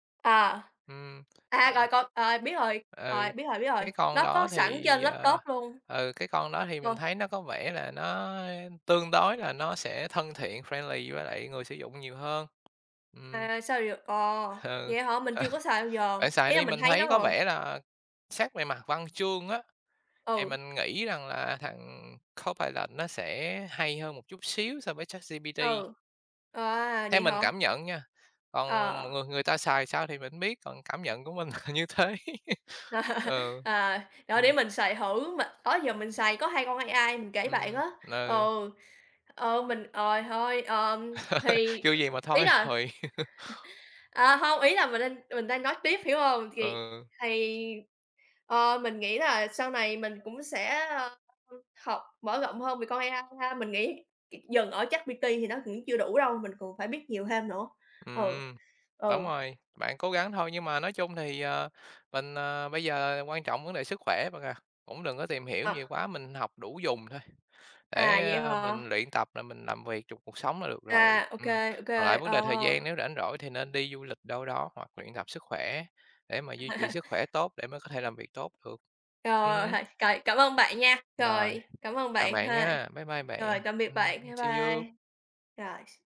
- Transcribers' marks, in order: tapping; other background noise; in English: "friendly"; laughing while speaking: "Ờ"; laugh; laughing while speaking: "mình là như thế"; laugh; laugh; chuckle; laughing while speaking: "rồi"; laugh; laugh; in English: "see you"
- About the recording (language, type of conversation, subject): Vietnamese, unstructured, Bạn có đồng ý rằng công nghệ đang tạo ra áp lực tâm lý cho giới trẻ không?
- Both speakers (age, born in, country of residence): 18-19, Vietnam, Vietnam; 60-64, Vietnam, Vietnam